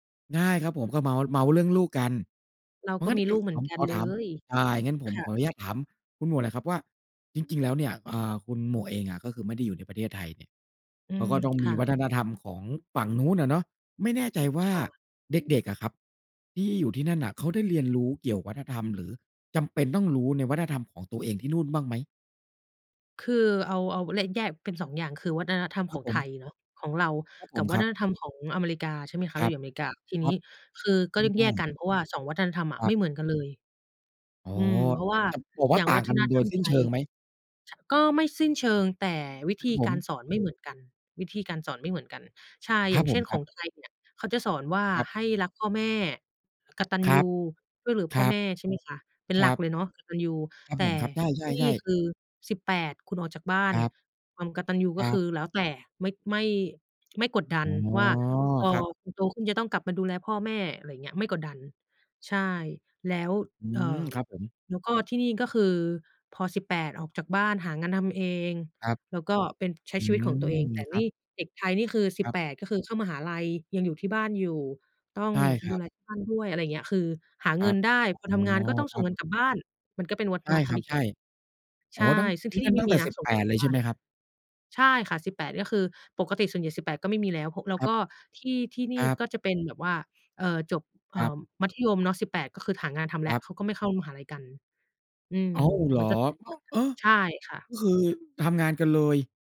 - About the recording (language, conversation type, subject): Thai, unstructured, เด็กๆ ควรเรียนรู้อะไรเกี่ยวกับวัฒนธรรมของตนเอง?
- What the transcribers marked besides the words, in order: other background noise; tapping; "วัฒนธรรม" said as "วัดทะทำ"; "วัฒนธรรม" said as "วัดทะทำ"; drawn out: "อ๋อ"; surprised: "อ้าว ! เออ ก็คือทำงานกันเลย ?"